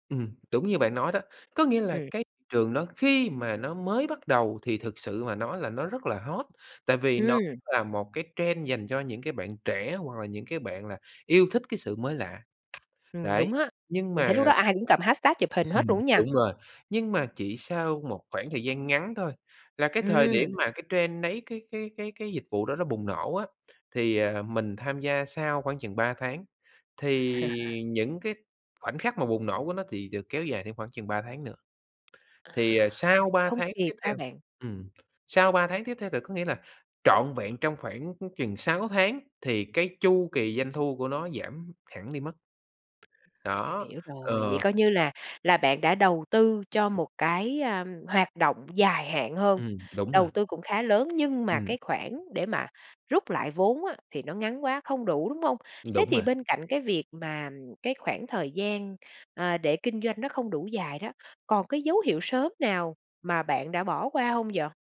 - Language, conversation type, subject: Vietnamese, podcast, Bạn có thể kể về một lần bạn thất bại và cách bạn đứng dậy như thế nào?
- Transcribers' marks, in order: in English: "trend"; other background noise; in English: "hashtag"; laugh; tapping; in English: "trend"; laugh